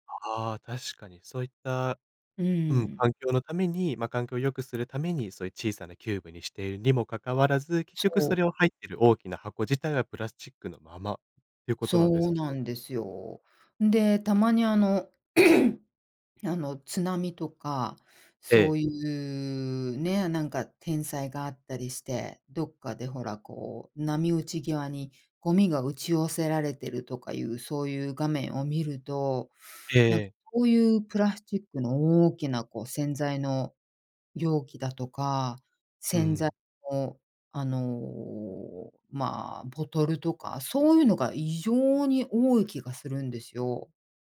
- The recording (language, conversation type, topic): Japanese, podcast, プラスチックごみの問題について、あなたはどう考えますか？
- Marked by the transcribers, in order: throat clearing